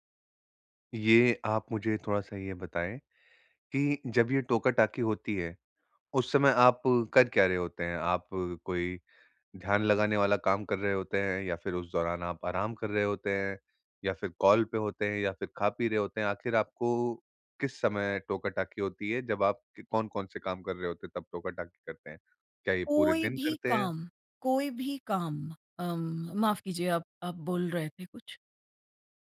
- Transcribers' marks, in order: none
- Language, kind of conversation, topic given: Hindi, advice, घर या कार्यस्थल पर लोग बार-बार बीच में टोकते रहें तो क्या करें?